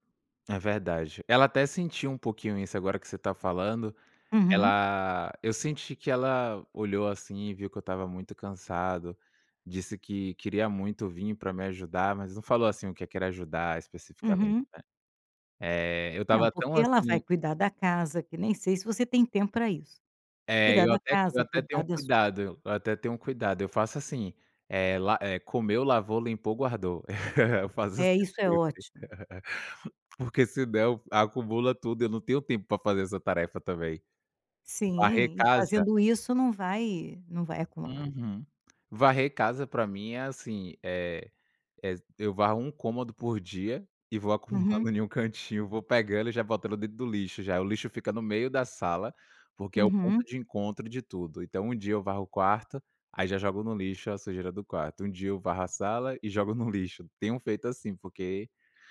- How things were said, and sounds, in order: laugh; tapping; laughing while speaking: "acumulando em um cantinho"
- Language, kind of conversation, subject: Portuguese, advice, Como posso lidar com uma agenda cheia demais e ainda encontrar tempo para tarefas importantes?